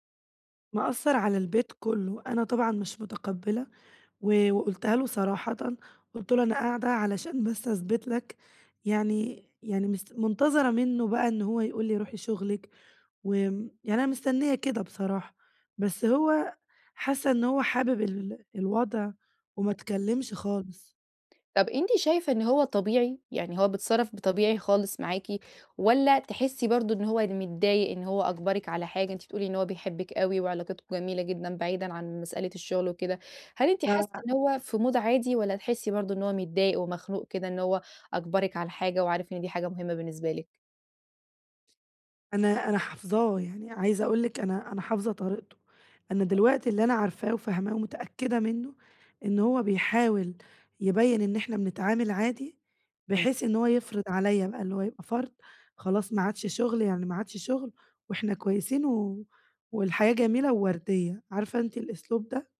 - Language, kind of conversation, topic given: Arabic, advice, إزاي أرجّع توازني العاطفي بعد فترات توتر؟
- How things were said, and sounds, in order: unintelligible speech; in English: "مود"